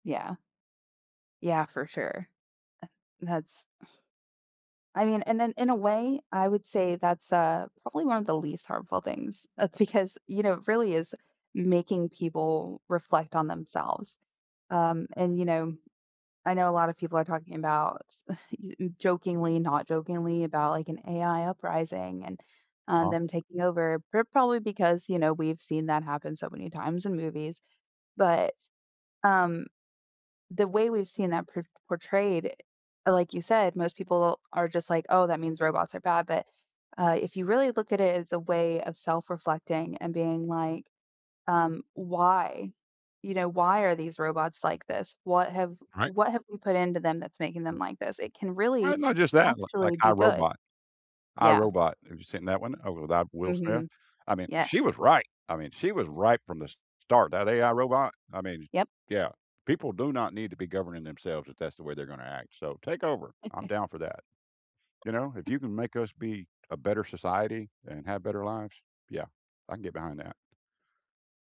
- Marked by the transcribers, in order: sigh; laughing while speaking: "because"; scoff; tapping; other background noise; other noise; chuckle; giggle
- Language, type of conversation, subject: English, unstructured, What happens when science is used to harm people?
- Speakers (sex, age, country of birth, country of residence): female, 35-39, Germany, United States; male, 55-59, United States, United States